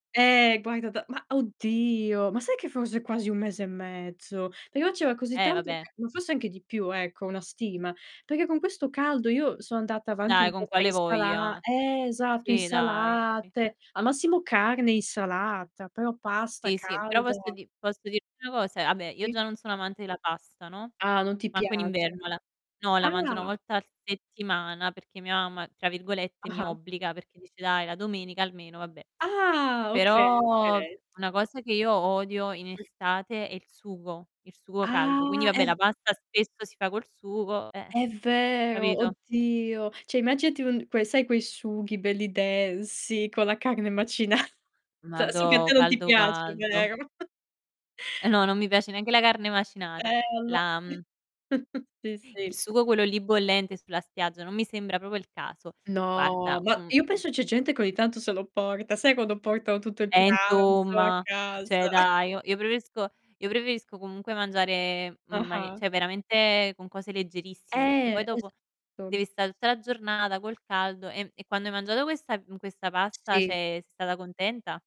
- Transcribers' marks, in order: stressed: "oddio"; unintelligible speech; distorted speech; other noise; "Cioè" said as "ceh"; laughing while speaking: "macinata"; chuckle; chuckle; "proprio" said as "propo"; "cioè" said as "ceh"; chuckle; "cioè" said as "ceh"; other background noise; "cioè" said as "ceh"
- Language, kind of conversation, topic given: Italian, unstructured, Qual è il piatto che ti mette sempre di buon umore?